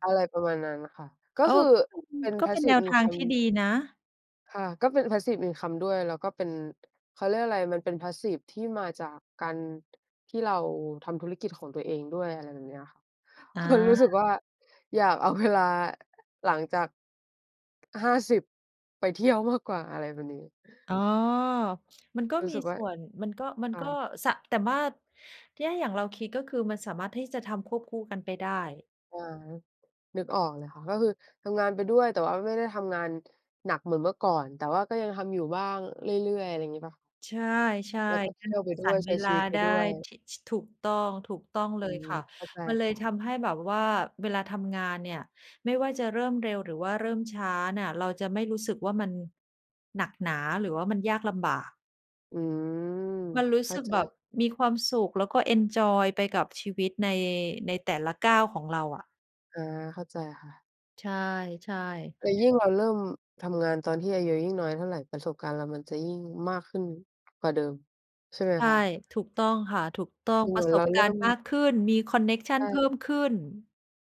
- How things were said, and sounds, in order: in English: "Passive income"; in English: "Passive income"; in English: "passive"; laughing while speaking: "เพราะรู้สึกว่า อยากเอาเวลา"; laughing while speaking: "ไปเที่ยวมากกว่า"; unintelligible speech
- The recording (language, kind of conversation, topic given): Thai, unstructured, คุณคิดอย่างไรกับการเริ่มต้นทำงานตั้งแต่อายุยังน้อย?
- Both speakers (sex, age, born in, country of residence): female, 20-24, Thailand, Thailand; female, 45-49, Thailand, Thailand